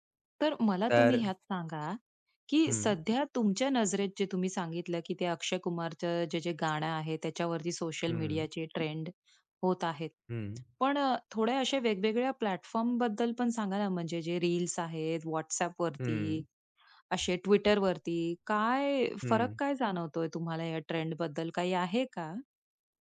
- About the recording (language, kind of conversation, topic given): Marathi, podcast, सोशल मीडियावर सध्या काय ट्रेंड होत आहे आणि तू त्याकडे लक्ष का देतोस?
- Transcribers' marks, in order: other background noise; tapping; in English: "प्लॅटफॉर्मबद्दल"